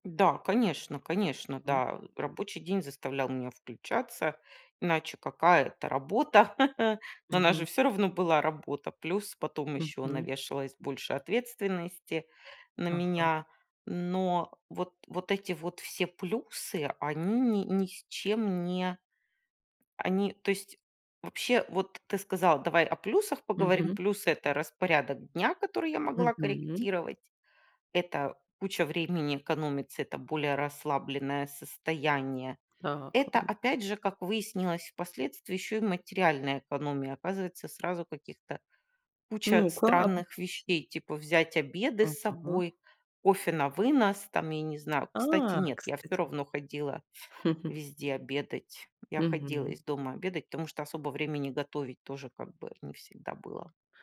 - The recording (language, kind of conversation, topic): Russian, podcast, Как тебе работается из дома, если честно?
- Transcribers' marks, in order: chuckle; chuckle